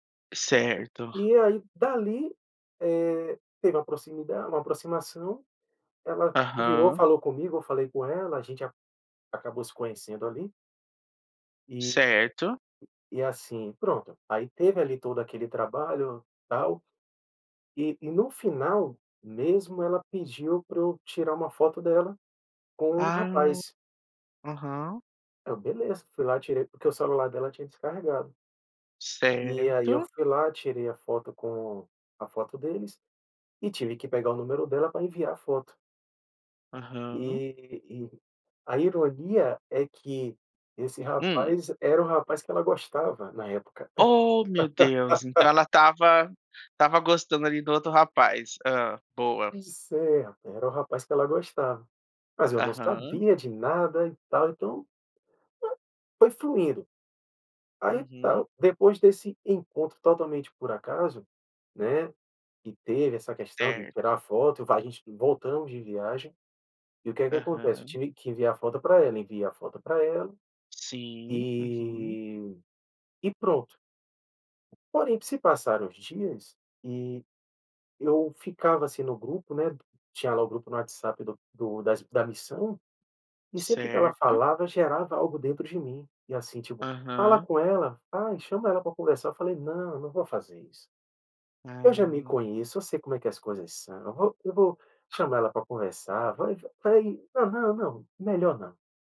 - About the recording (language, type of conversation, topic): Portuguese, podcast, Você teve algum encontro por acaso que acabou se tornando algo importante?
- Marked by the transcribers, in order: tapping; laugh; other noise